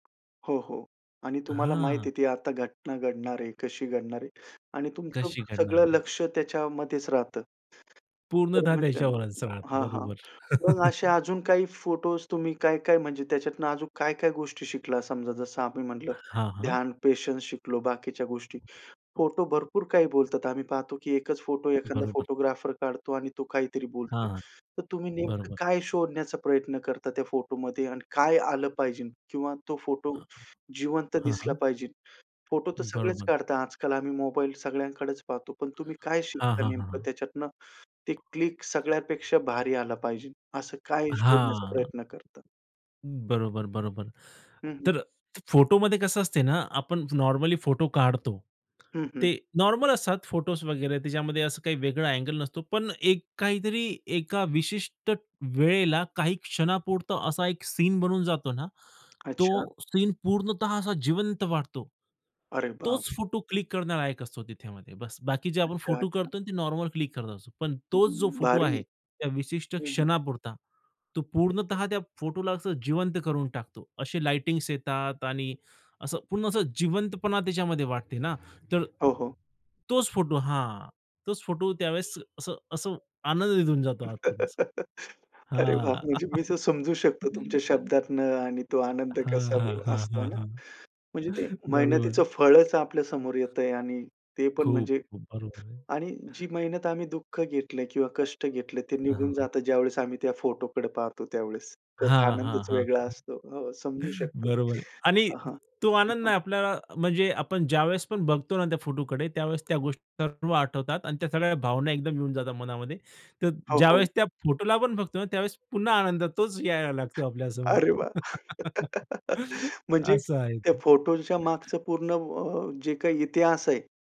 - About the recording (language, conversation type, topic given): Marathi, podcast, तुम्हाला शिकण्याचा आनंद कधी आणि कसा सुरू झाला?
- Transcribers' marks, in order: tapping; other background noise; chuckle; "अजून" said as "अजूक"; "पाहिजे" said as "पाहिजेन"; "पाहिजे" said as "पाहिजेन"; unintelligible speech; "पाहिजे" said as "पाहिजेन"; chuckle; joyful: "अरे वाह! म्हणजे मी तर … असतो, हे ना?"; chuckle; other street noise; chuckle; laugh